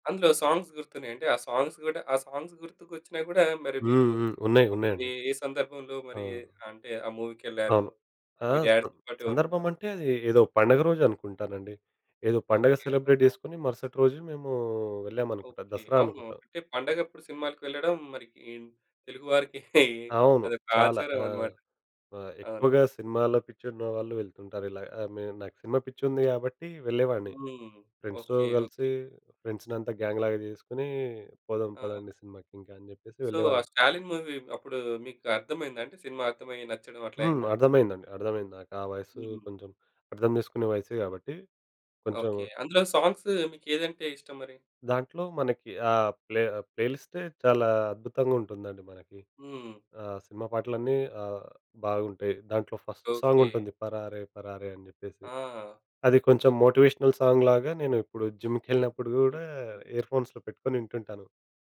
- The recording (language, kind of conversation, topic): Telugu, podcast, మీకు ఇల్లు లేదా ఊరును గుర్తుచేసే పాట ఏది?
- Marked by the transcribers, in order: in English: "సాంగ్స్"; in English: "సాంగ్స్"; in English: "సాంగ్స్"; in English: "డ్యాడీ‌తో"; tapping; other background noise; in English: "సెలబ్రేట్"; in English: "ఫ్రెండ్స్‌తో"; in English: "సో"; in English: "మూవీ"; in English: "సాంగ్స్"; in English: "ఫస్ట్ సాంగ్"; in English: "మోటివేషనల్ సాంగ్‌లాగా"; in English: "ఇయర్ ఫోన్స్‌లో"